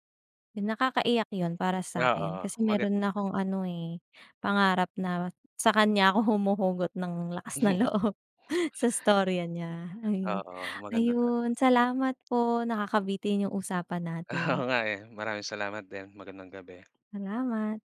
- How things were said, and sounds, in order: laugh
- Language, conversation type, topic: Filipino, unstructured, Bakit mo gusto ang ginagawa mong libangan?